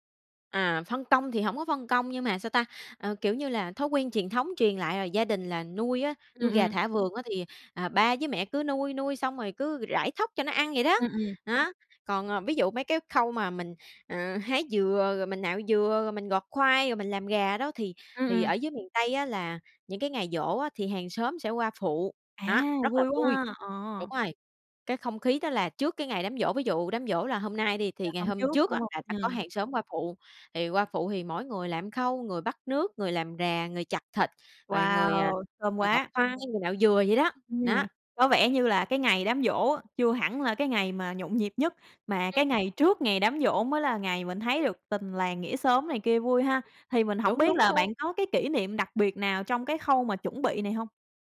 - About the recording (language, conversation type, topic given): Vietnamese, podcast, Bạn nhớ món ăn gia truyền nào nhất không?
- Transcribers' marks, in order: tapping; other background noise